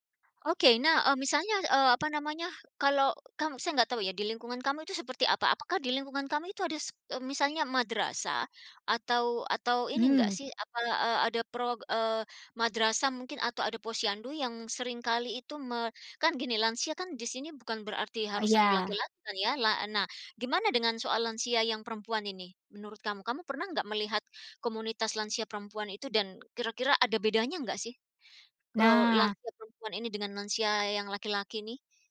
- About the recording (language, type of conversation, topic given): Indonesian, podcast, Bagaimana komunitas dapat membantu lansia agar tidak merasa terasing?
- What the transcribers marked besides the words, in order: none